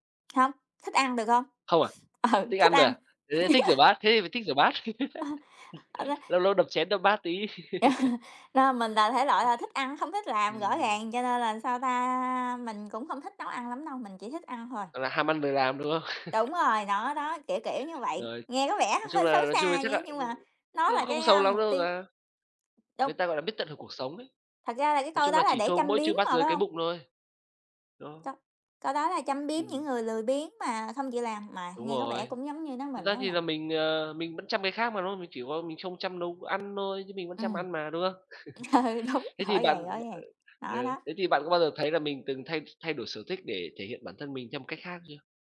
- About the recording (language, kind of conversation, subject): Vietnamese, unstructured, Bạn có sở thích nào giúp bạn thể hiện cá tính của mình không?
- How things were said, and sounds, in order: tapping; laughing while speaking: "Ừ"; chuckle; laugh; chuckle; laugh; other noise; other background noise; chuckle; "đúng" said as "đung"; laughing while speaking: "Ừ, đúng"; chuckle